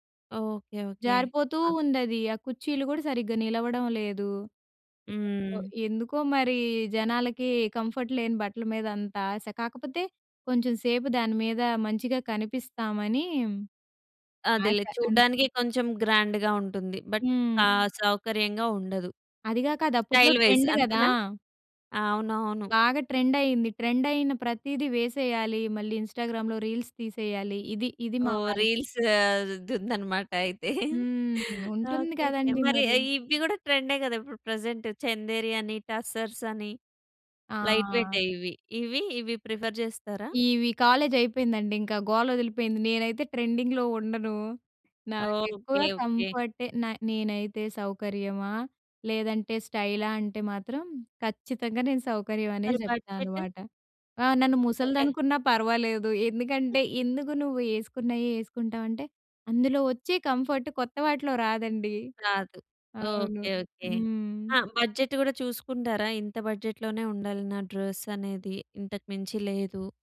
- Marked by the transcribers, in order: drawn out: "మరీ"; in English: "కంఫర్ట్"; in English: "గ్రాండ్‌గా"; in English: "బట్"; in English: "స్టైల్ వైస్"; in English: "ట్రెండ్"; in English: "ఇంస్టాగ్రామ్‌లో రీల్స్"; laughing while speaking: "అయితే. ఓకే. ఓకే"; other background noise; in English: "ప్రెజెంట్"; in English: "లైట్"; in English: "ప్రిఫర్"; in English: "ట్రెండింగ్‌లో"; in English: "బడ్జెట్?"; other noise; in English: "కంఫర్ట్"; in English: "బడ్జెట్"; in English: "డ్రస్"
- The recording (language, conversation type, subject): Telugu, podcast, సౌకర్యం కంటే స్టైల్‌కి మీరు ముందుగా ఎంత ప్రాధాన్యం ఇస్తారు?